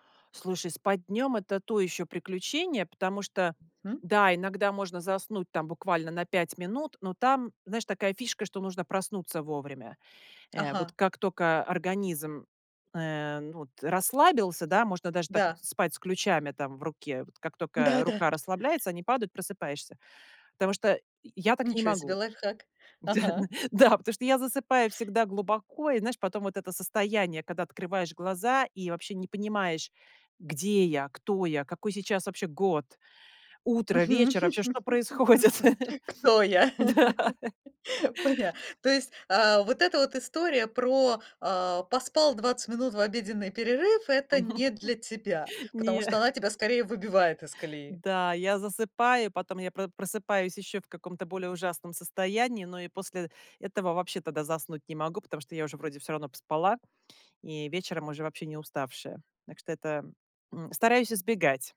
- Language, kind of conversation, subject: Russian, podcast, Что для тебя важнее: качество сна или его продолжительность?
- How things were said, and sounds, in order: laughing while speaking: "Да"; tapping; laugh; other background noise; laughing while speaking: "Да"; laugh; laughing while speaking: "Кто я?"; laugh; laughing while speaking: "происходит. Да"; laugh; laugh